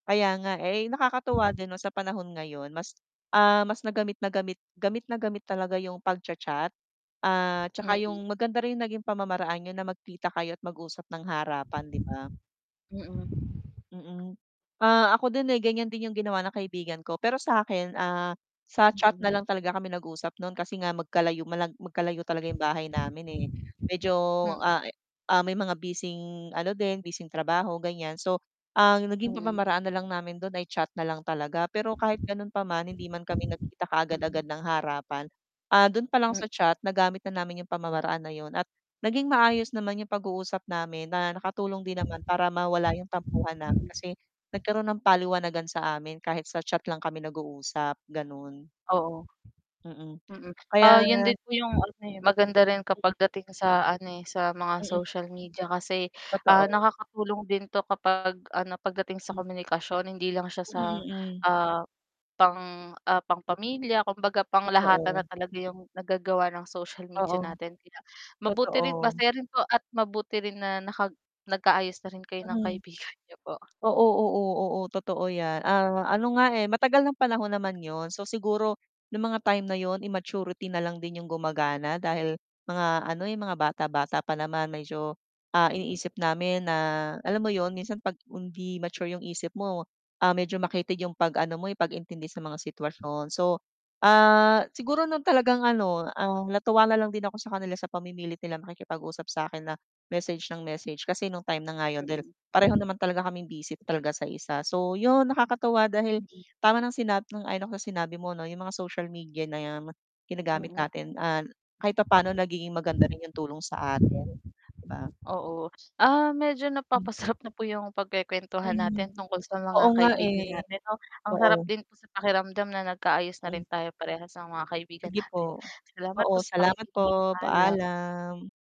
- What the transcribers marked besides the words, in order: wind; other background noise; static; lip smack; other noise; distorted speech; tapping; laughing while speaking: "napapasarap"
- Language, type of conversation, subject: Filipino, unstructured, Paano mo hinaharap ang hindi pagkakaintindihan sa mga kaibigan mo?